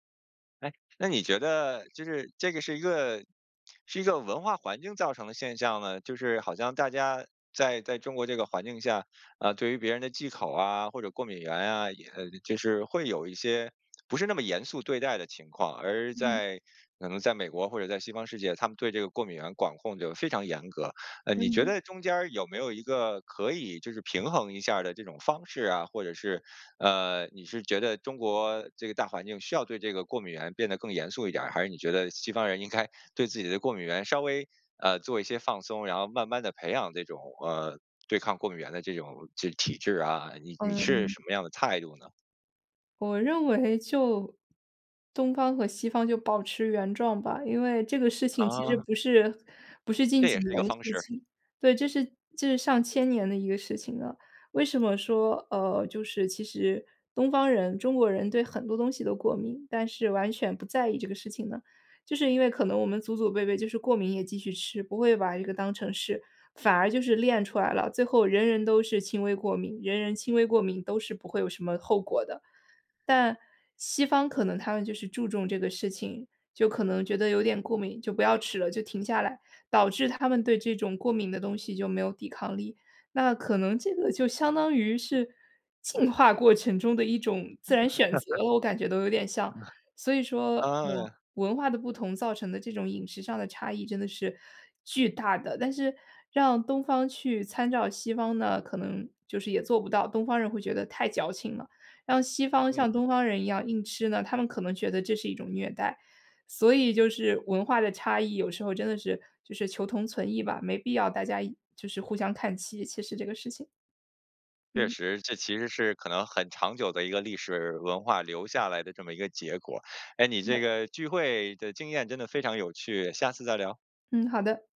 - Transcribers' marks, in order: laughing while speaking: "应该"; other noise; laugh; chuckle; other background noise
- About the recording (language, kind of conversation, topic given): Chinese, podcast, 你去朋友聚会时最喜欢带哪道菜？